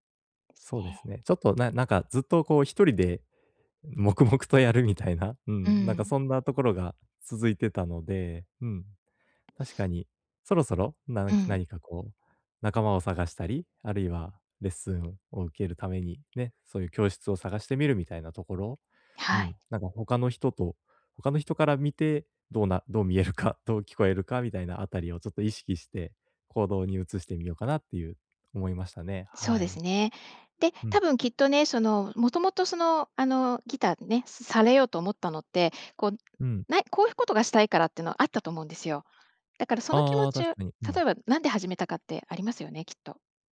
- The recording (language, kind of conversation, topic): Japanese, advice, 短い時間で趣味や学びを効率よく進めるにはどうすればよいですか？
- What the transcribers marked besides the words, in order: tapping; other noise; other background noise